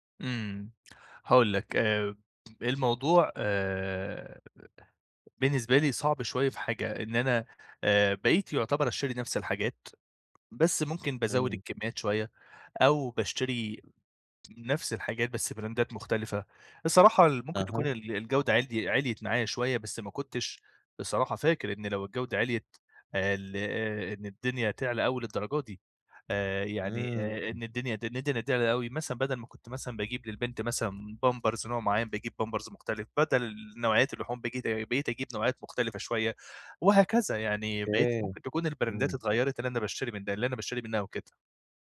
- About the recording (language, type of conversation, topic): Arabic, advice, إزاي أتبضع بميزانية قليلة من غير ما أضحي بالستايل؟
- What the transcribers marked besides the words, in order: tapping; in English: "براندات"; in English: "البراندات"